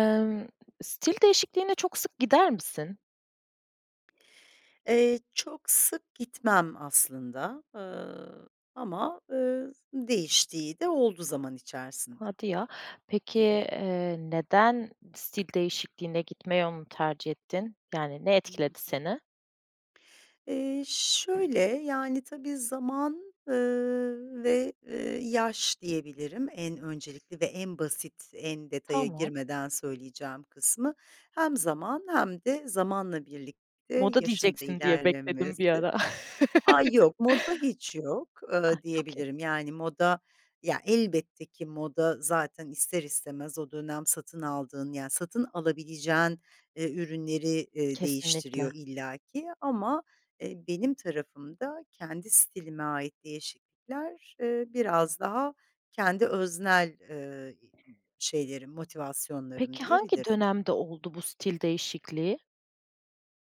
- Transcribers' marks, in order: tapping; chuckle; other background noise
- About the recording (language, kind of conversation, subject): Turkish, podcast, Stil değişimine en çok ne neden oldu, sence?